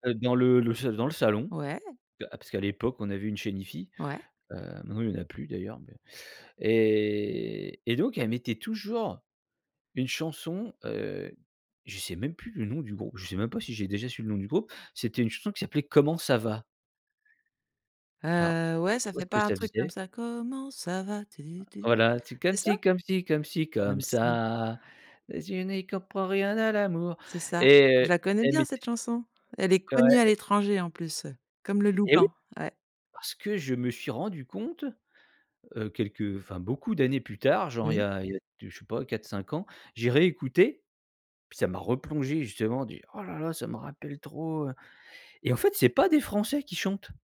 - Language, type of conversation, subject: French, podcast, Quelle chanson te rappelle ton enfance ?
- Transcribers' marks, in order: drawn out: "et"; stressed: "comment ça va"; singing: "comment ça va, tu tu"; singing: "comme si comme si comme … rien à l'amour"; singing: "Comme ça"; put-on voice: "Oh là là, ça me rappelle trop, heu"